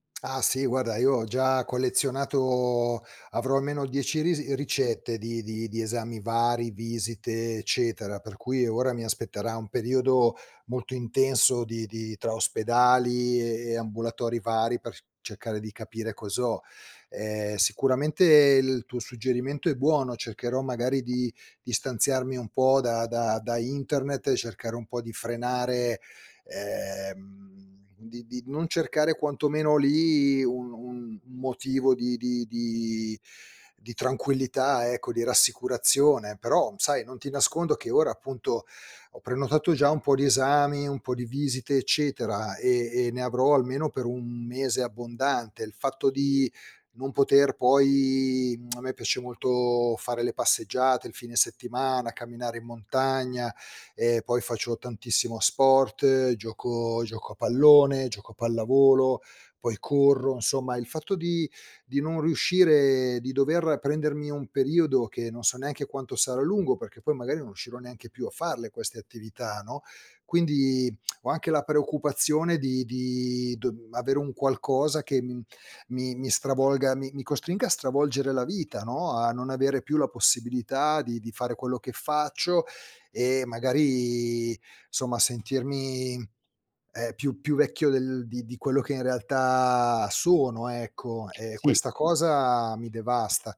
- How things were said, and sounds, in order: lip smack; lip smack; lip smack; tapping
- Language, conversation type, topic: Italian, advice, Come posso gestire preoccupazioni costanti per la salute senza riscontri medici?